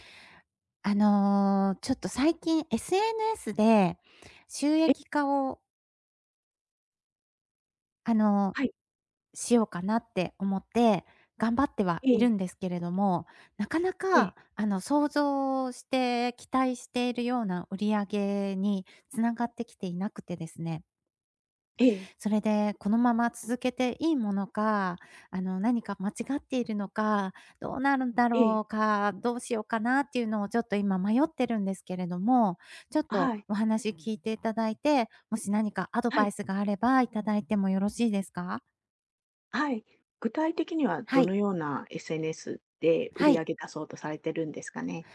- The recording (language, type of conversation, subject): Japanese, advice, 期待した売上が出ず、自分の能力に自信が持てません。どうすればいいですか？
- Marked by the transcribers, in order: other background noise